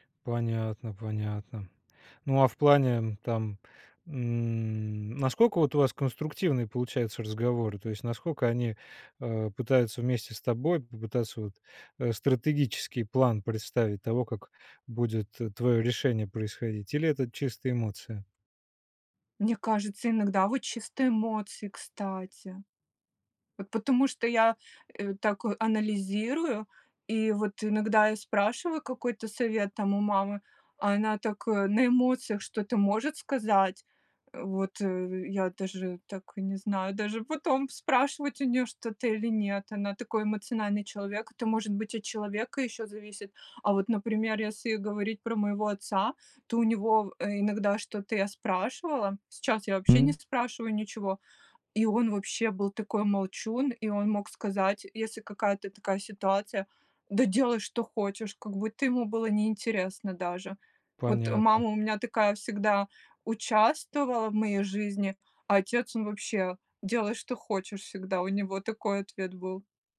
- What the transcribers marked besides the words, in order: none
- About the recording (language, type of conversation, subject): Russian, podcast, Что делать, когда семейные ожидания расходятся с вашими мечтами?